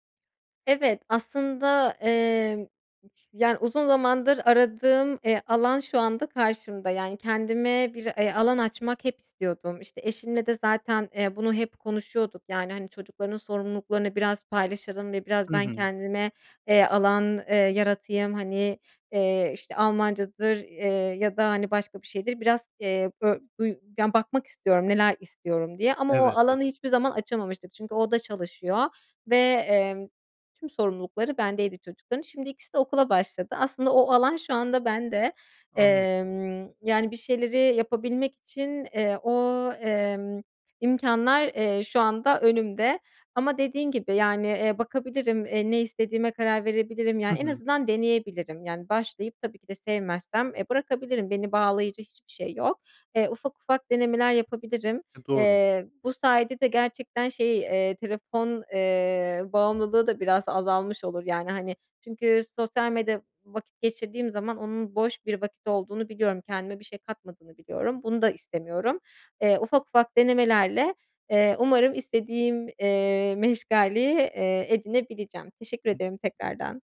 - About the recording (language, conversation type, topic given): Turkish, advice, Boş zamanlarınızı değerlendiremediğinizde kendinizi amaçsız hissediyor musunuz?
- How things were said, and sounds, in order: unintelligible speech; other background noise; unintelligible speech